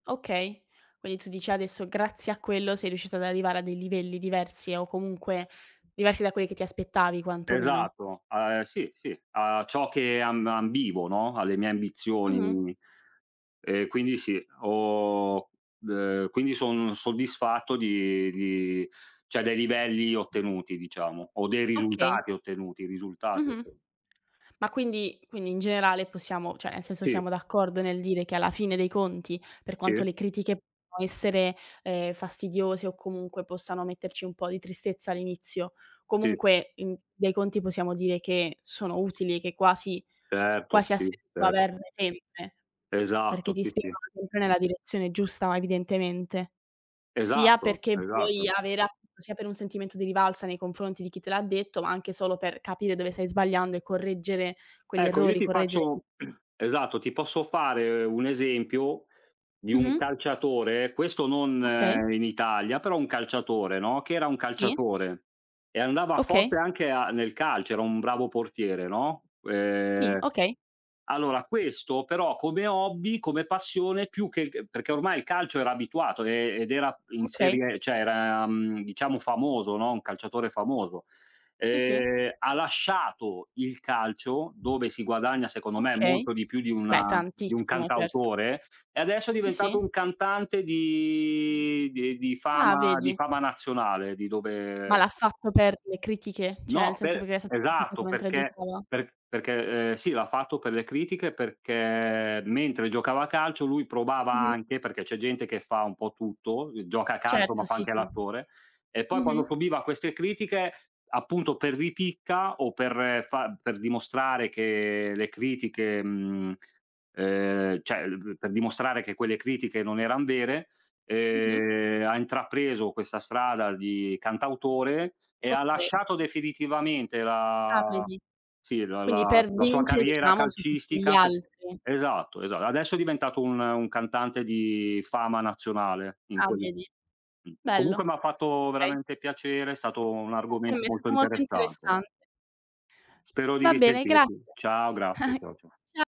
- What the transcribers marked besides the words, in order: "Quindi" said as "quidi"; "cioè" said as "ceh"; other background noise; "cioè" said as "ceh"; throat clearing; tapping; "cioè" said as "ceh"; "Sì" said as "ì"; drawn out: "di"; "Cioè" said as "ceh"; "cioè" said as "ceh"; drawn out: "la"; chuckle
- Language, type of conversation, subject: Italian, unstructured, Come reagisci quando qualcuno critica il modo in cui pratichi un tuo hobby?
- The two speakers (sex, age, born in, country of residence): female, 20-24, Italy, Italy; male, 40-44, Italy, Italy